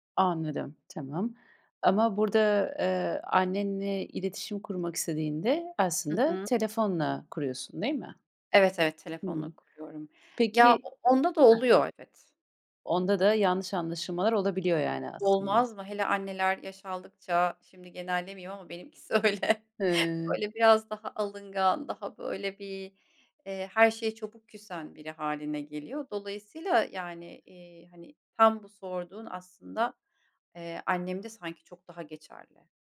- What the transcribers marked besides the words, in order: other background noise; laughing while speaking: "öyle"
- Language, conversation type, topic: Turkish, podcast, Telefonda dinlemekle yüz yüze dinlemek arasında ne fark var?